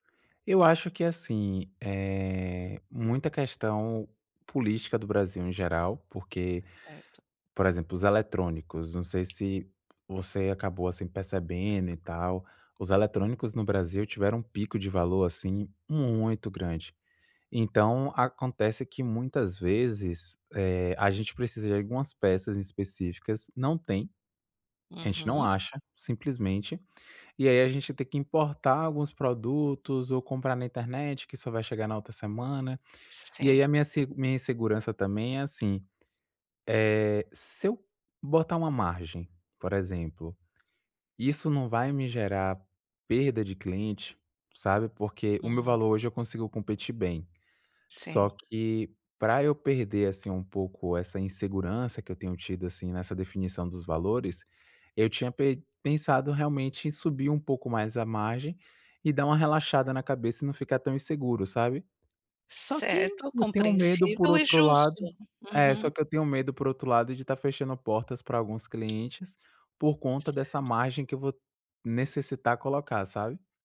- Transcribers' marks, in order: tapping
- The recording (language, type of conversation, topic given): Portuguese, advice, Como você descreve sua insegurança ao definir o preço e o valor do seu produto?